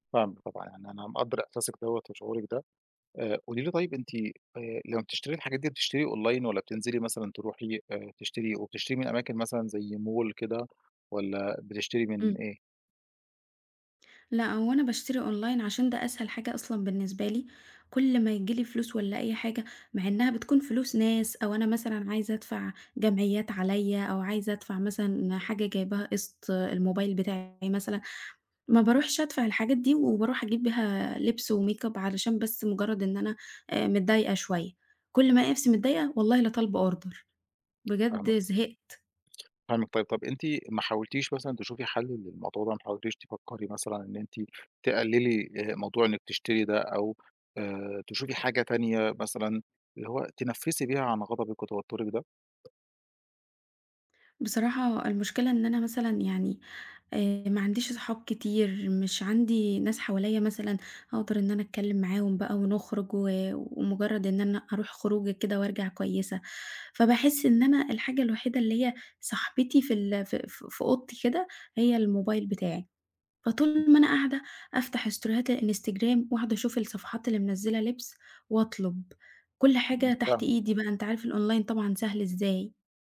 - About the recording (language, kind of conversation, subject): Arabic, advice, الإسراف في الشراء كملجأ للتوتر وتكرار الديون
- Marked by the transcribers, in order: in English: "Online"; in English: "Mall"; in English: "online"; in English: "وmakeup"; tapping; in English: "order"; in English: "الonline"